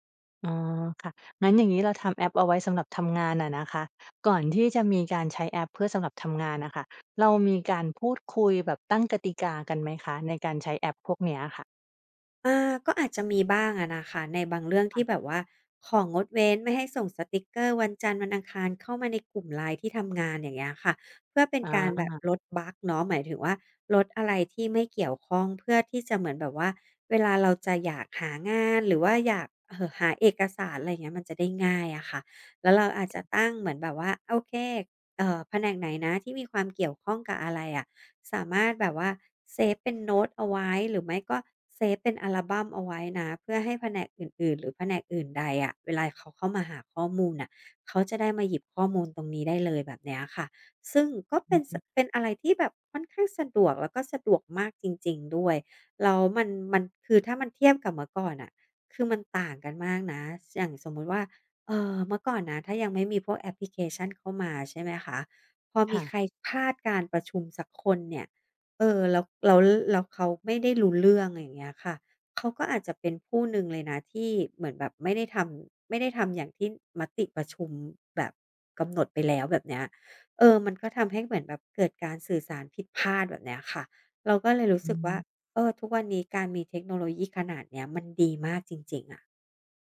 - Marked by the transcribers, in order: tapping; other background noise
- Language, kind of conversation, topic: Thai, podcast, จะใช้แอปสำหรับทำงานร่วมกับทีมอย่างไรให้การทำงานราบรื่น?